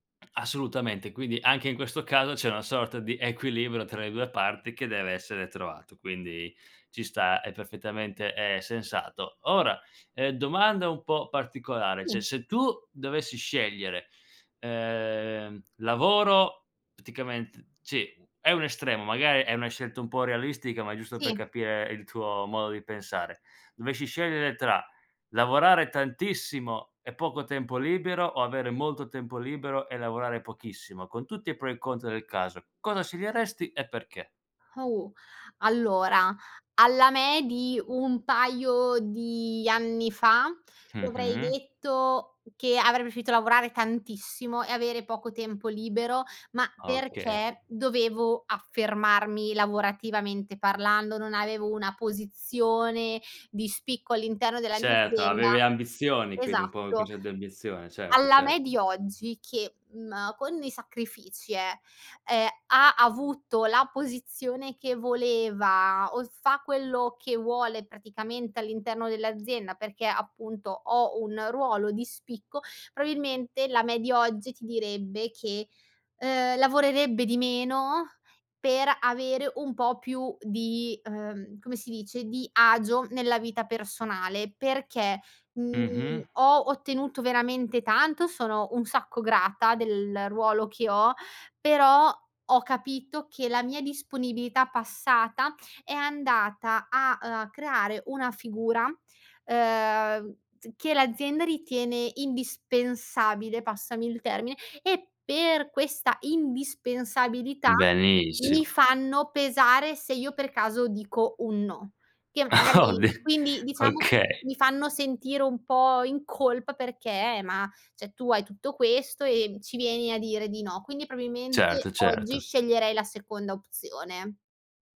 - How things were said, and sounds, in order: "cioè" said as "ceh"; "praticament" said as "pticament"; "dovessi" said as "dovesci"; "concetto" said as "concè"; laughing while speaking: "Oh, di"; "cioè" said as "ceh"; "probabilmente" said as "promimente"
- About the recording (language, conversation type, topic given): Italian, podcast, Cosa significa per te l’equilibrio tra lavoro e vita privata?